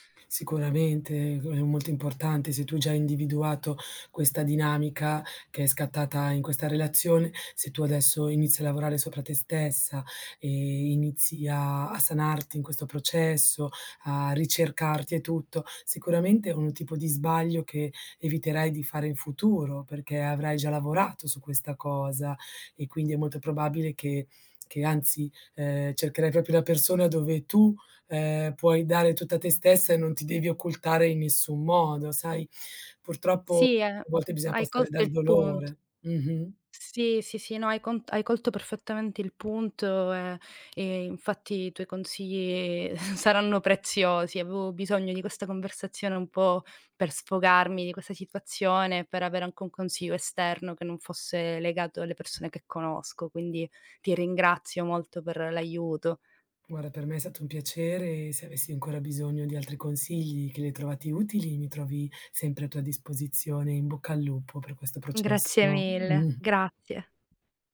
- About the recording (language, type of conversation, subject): Italian, advice, Come puoi ritrovare la tua identità dopo una lunga relazione?
- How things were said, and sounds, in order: other background noise; chuckle